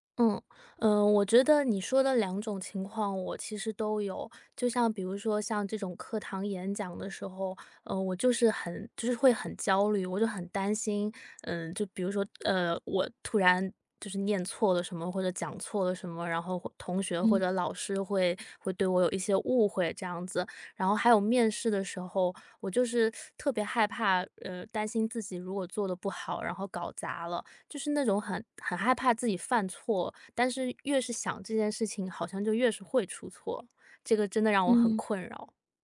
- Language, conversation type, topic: Chinese, advice, 面试或考试前我为什么会极度紧张？
- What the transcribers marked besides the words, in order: teeth sucking